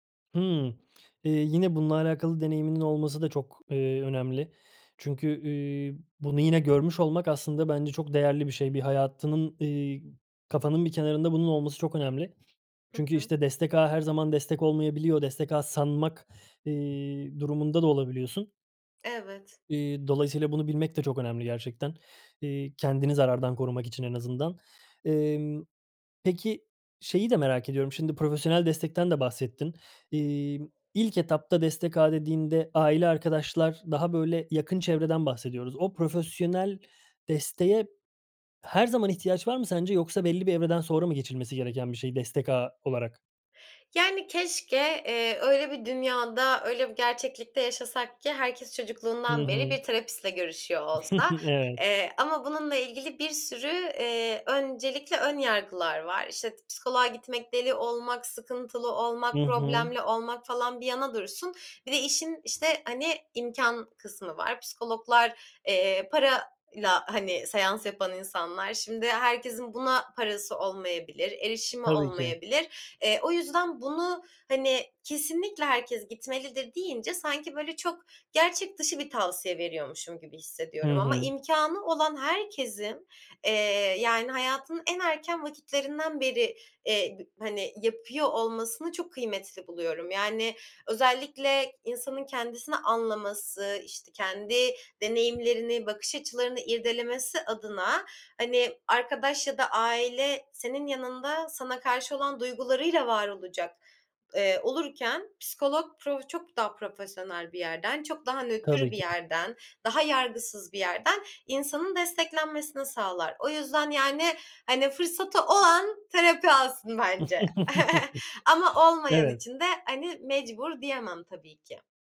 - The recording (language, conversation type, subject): Turkish, podcast, Destek ağı kurmak iyileşmeyi nasıl hızlandırır ve nereden başlamalıyız?
- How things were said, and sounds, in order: other background noise; chuckle; joyful: "fırsatı olan terapi alsın bence"; chuckle